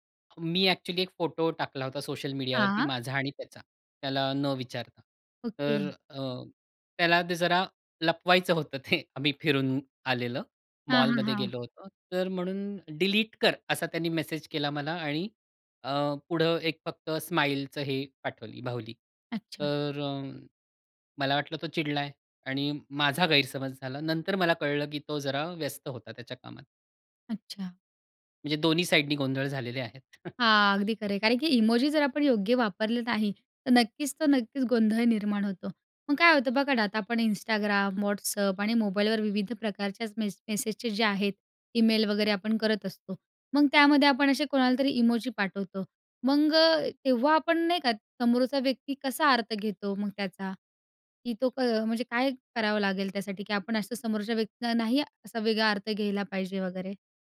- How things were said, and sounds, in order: laughing while speaking: "ते"; chuckle; other background noise; tapping
- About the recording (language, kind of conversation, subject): Marathi, podcast, इमोजी वापरल्यामुळे संभाषणात कोणते गैरसमज निर्माण होऊ शकतात?